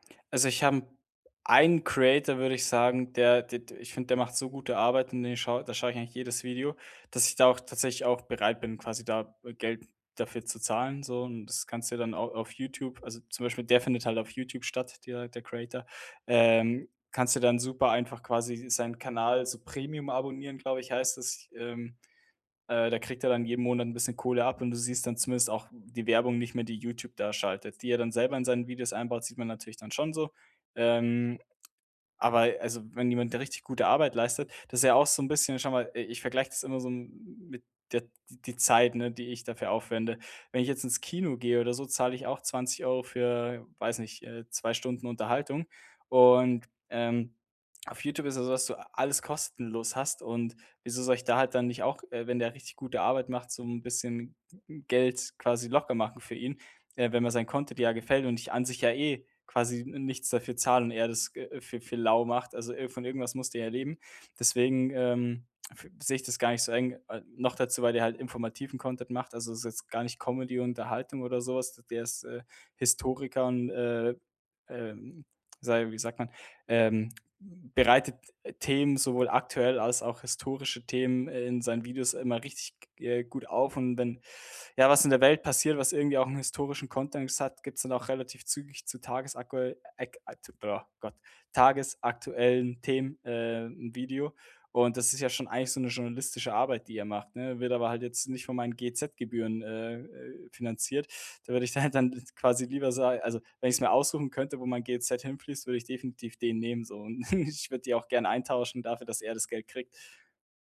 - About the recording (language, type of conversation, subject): German, podcast, Was bedeutet Authentizität bei Influencern wirklich?
- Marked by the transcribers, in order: other background noise; in English: "Creator"; in English: "Creator"; in English: "Content"; in English: "Content"; laughing while speaking: "da"; chuckle